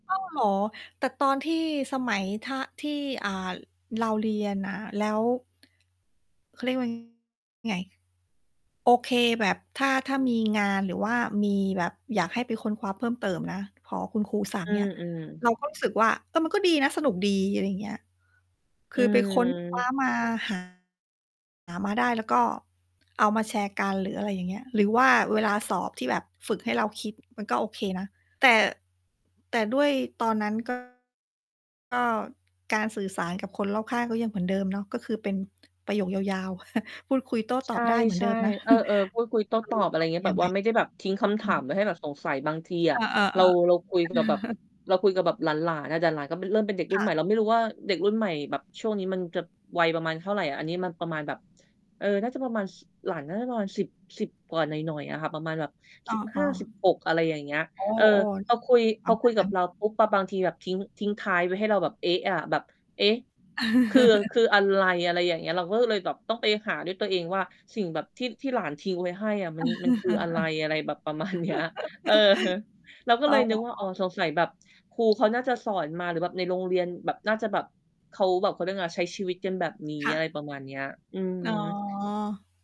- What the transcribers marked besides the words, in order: static; tapping; distorted speech; chuckle; chuckle; other background noise; chuckle; chuckle; laugh; laughing while speaking: "ประมาณเนี้ย"
- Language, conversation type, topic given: Thai, unstructured, คุณคิดว่าสิ่งที่สำคัญที่สุดในครอบครัวคืออะไร?